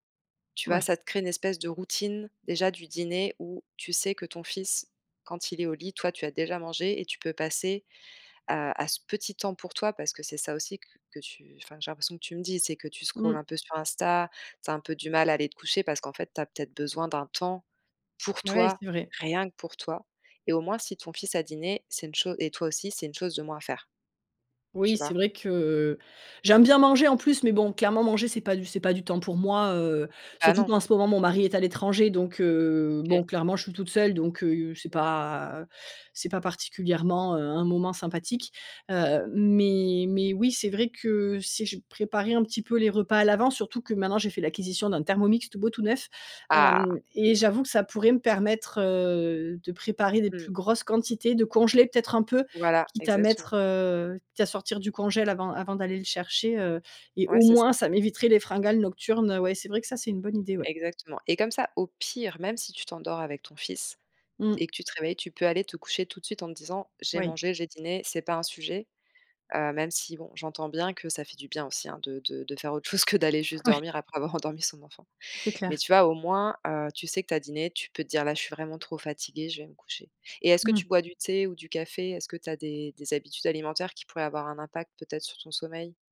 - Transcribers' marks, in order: in English: "scroll"; stressed: "pour toi, rien que pour toi"; unintelligible speech; "congélateur" said as "congèl"; stressed: "au pire"; laughing while speaking: "chose que, heu, d'aller juste dormir après avoir endormi"; tapping
- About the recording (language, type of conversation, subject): French, advice, Pourquoi ai-je du mal à instaurer une routine de sommeil régulière ?